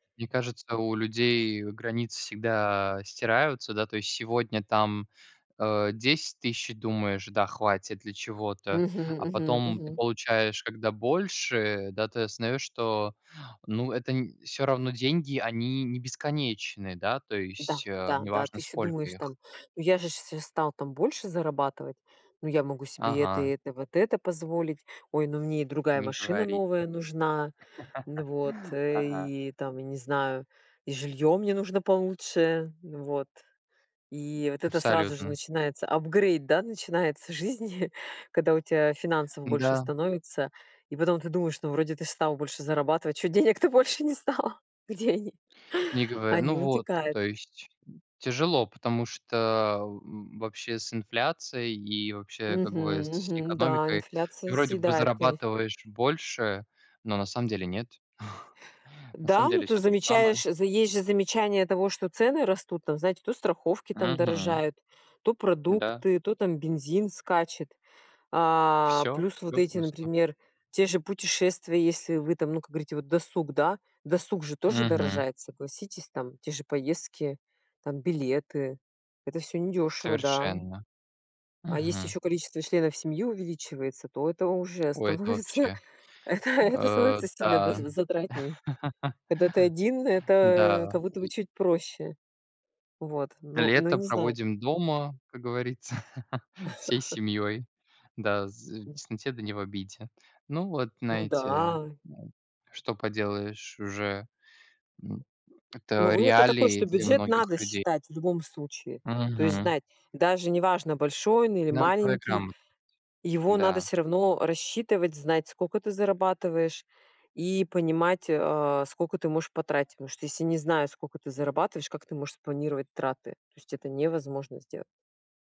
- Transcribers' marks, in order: laugh; other background noise; chuckle; laughing while speaking: "денег то больше не стало?"; tapping; chuckle; laughing while speaking: "становится"; laugh; laugh
- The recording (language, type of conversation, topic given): Russian, unstructured, Как вы обычно планируете бюджет на месяц?